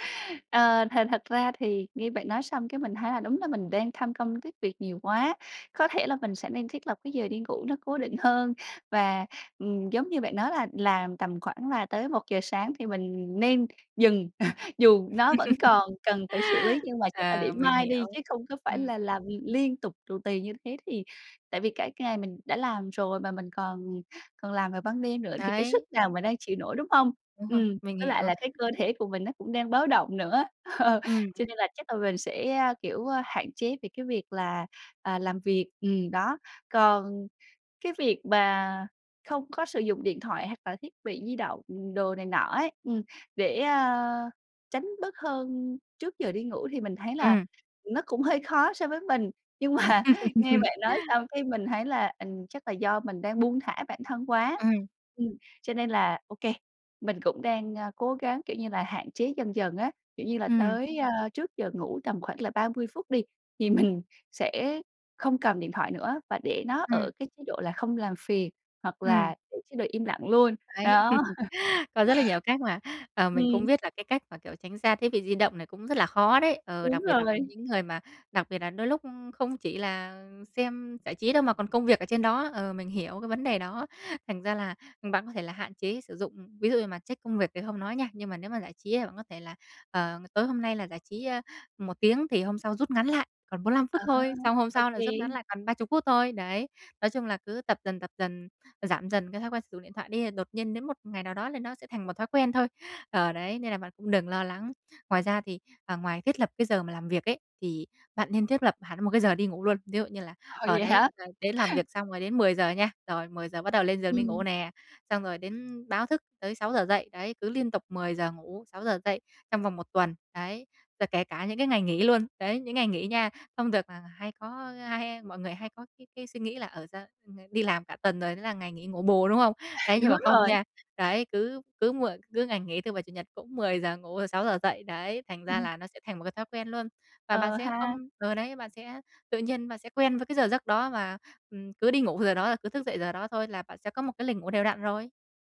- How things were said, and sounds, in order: tapping; other background noise; laugh; laughing while speaking: "ờ"; laugh; laughing while speaking: "nhưng mà"; laughing while speaking: "mình"; laugh; laugh; laugh; unintelligible speech; laughing while speaking: "Đúng rồi"
- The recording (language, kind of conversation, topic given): Vietnamese, advice, Làm thế nào để duy trì lịch ngủ đều đặn mỗi ngày?